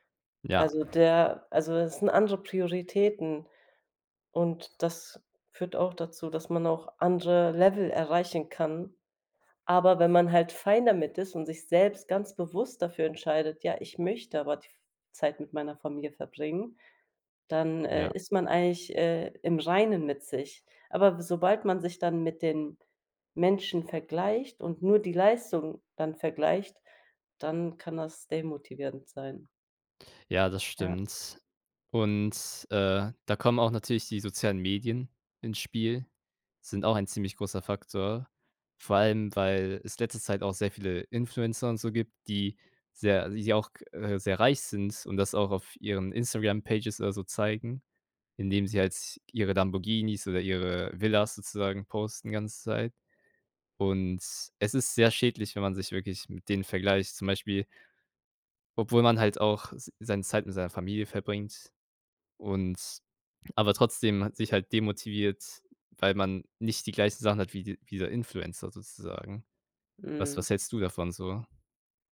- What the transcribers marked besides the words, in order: other background noise; in English: "fine"; tapping; "Villen" said as "Villas"
- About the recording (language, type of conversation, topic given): German, unstructured, Was hältst du von dem Leistungsdruck, der durch ständige Vergleiche mit anderen entsteht?